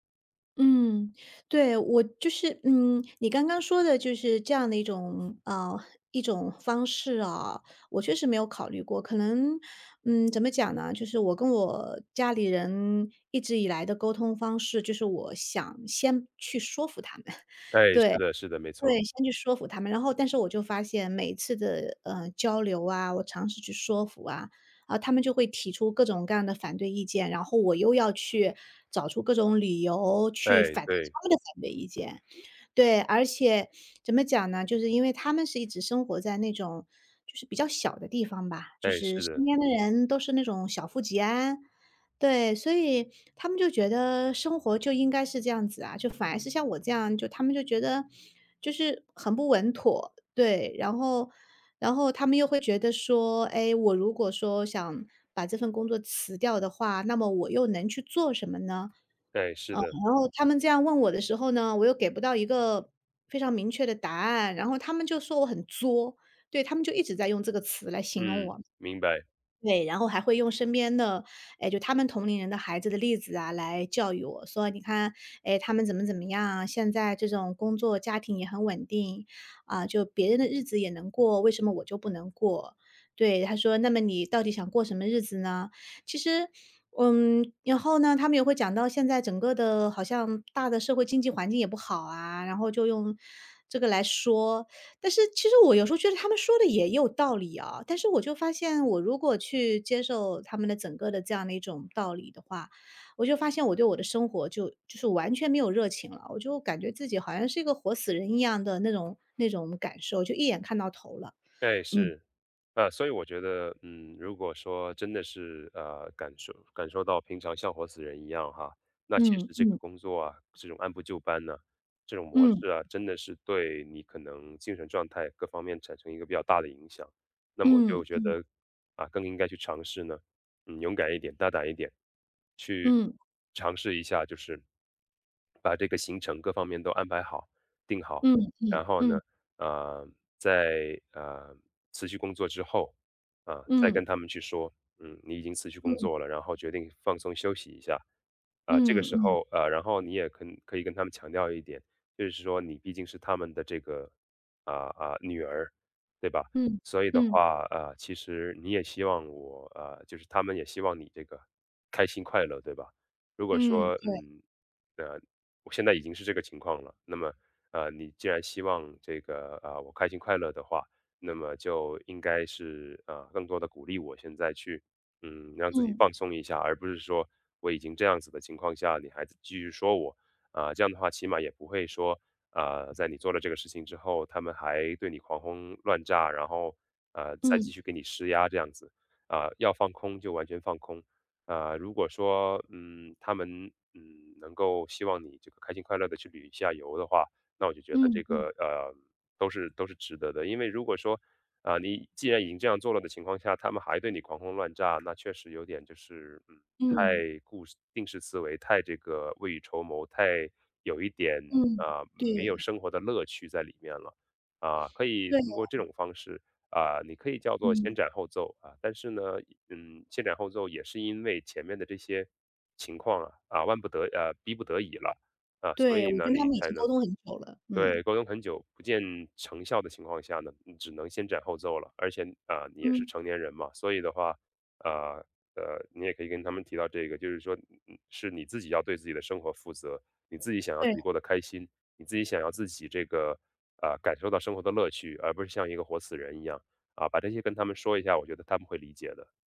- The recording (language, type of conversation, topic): Chinese, advice, 当你选择不同的生活方式却被家人朋友不理解或责备时，你该如何应对？
- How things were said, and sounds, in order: other background noise; laughing while speaking: "们"; tapping